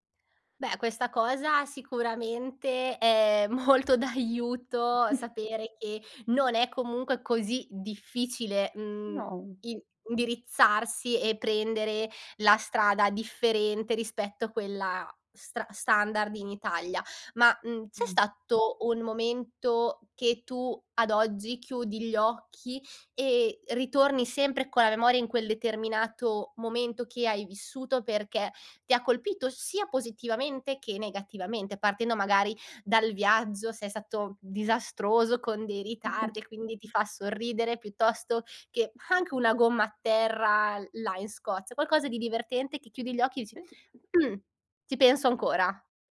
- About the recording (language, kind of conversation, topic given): Italian, podcast, Raccontami di un viaggio che ti ha cambiato la vita?
- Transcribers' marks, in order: laughing while speaking: "molto d'aiuto"; chuckle; chuckle; tapping; unintelligible speech; other background noise